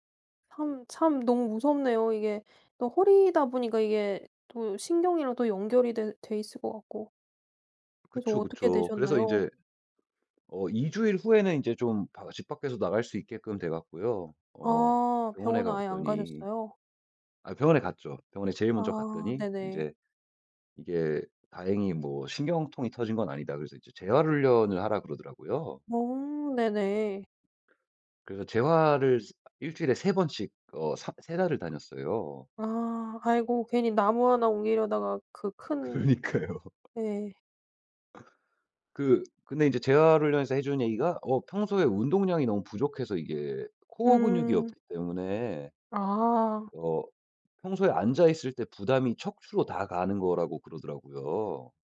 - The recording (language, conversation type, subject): Korean, podcast, 잘못된 길에서 벗어나기 위해 처음으로 어떤 구체적인 행동을 하셨나요?
- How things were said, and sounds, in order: tapping; other background noise; laughing while speaking: "그러니까요"